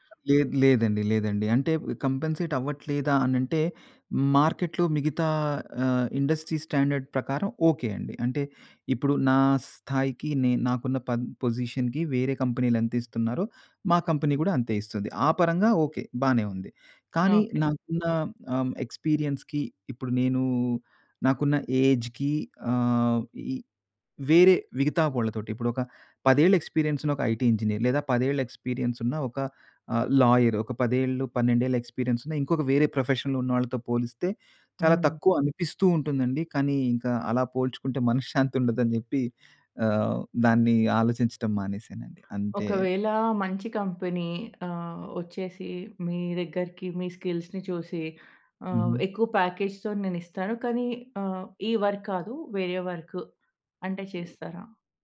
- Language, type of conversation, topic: Telugu, podcast, రిమోట్ వర్క్‌కు మీరు ఎలా అలవాటుపడ్డారు, దానికి మీ సూచనలు ఏమిటి?
- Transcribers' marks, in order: other background noise; in English: "కాంపెన్సేట్"; in English: "మార్కెట్‌లో"; in English: "ఇండస్ట్రీ స్టాండర్డ్"; in English: "పొజిషన్‌కి"; in English: "కంపెనీ"; in English: "ఎక్స్పీరియన్స్‌కి"; in English: "ఏజ్‌కి"; in English: "ఎక్స్పీరియన్స్"; in English: "ఐటీ ఇంజినీర్"; in English: "ఎక్స్పీరియన్స్"; in English: "లాయర్"; in English: "ఎక్స్పీరియన్స్"; in English: "ప్రొఫెషన్‌లో"; in English: "కంపెనీ"; in English: "స్కిల్స్‌ని"; in English: "ప్యాకేజ్‌తో"; in English: "వర్క్"